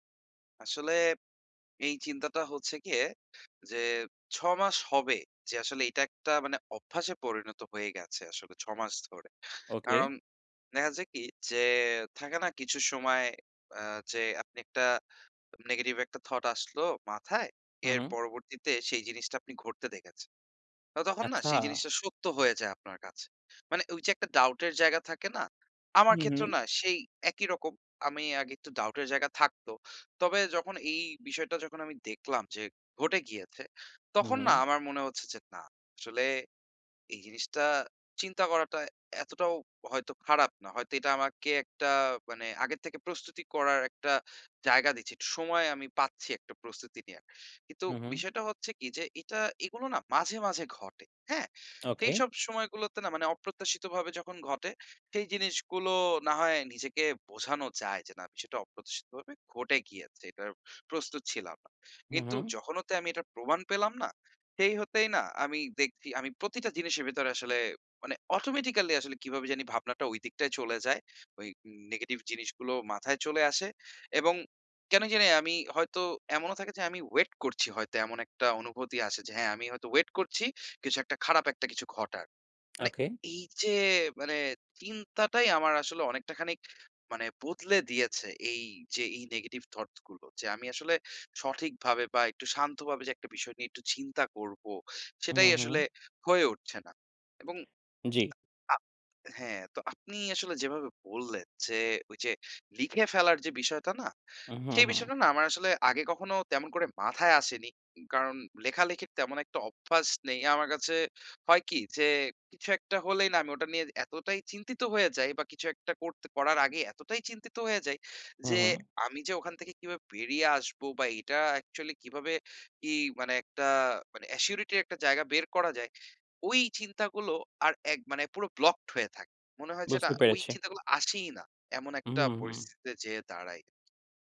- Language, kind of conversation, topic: Bengali, advice, নেতিবাচক চিন্তা থেকে কীভাবে আমি আমার দৃষ্টিভঙ্গি বদলাতে পারি?
- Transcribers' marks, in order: "যায়" said as "নেহা"; other background noise; tapping; in English: "অ্যাসিউরিটি"